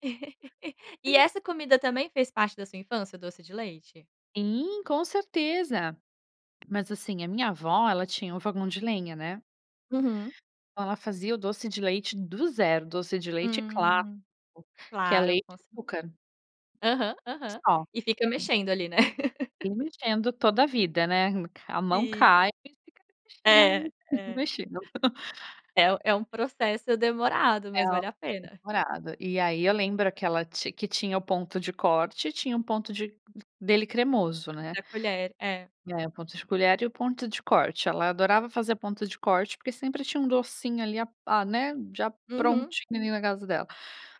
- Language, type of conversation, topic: Portuguese, podcast, Que comidas da infância ainda fazem parte da sua vida?
- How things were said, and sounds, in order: laugh; tapping; laugh; laugh